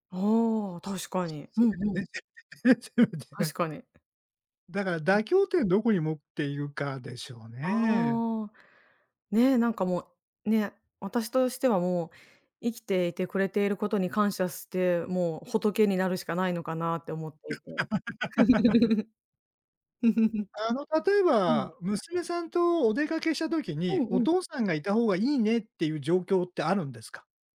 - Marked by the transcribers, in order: laughing while speaking: "それはそうですね"; unintelligible speech; laugh; laugh
- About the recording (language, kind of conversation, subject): Japanese, advice, 年中行事や祝日の過ごし方をめぐって家族と意見が衝突したとき、どうすればよいですか？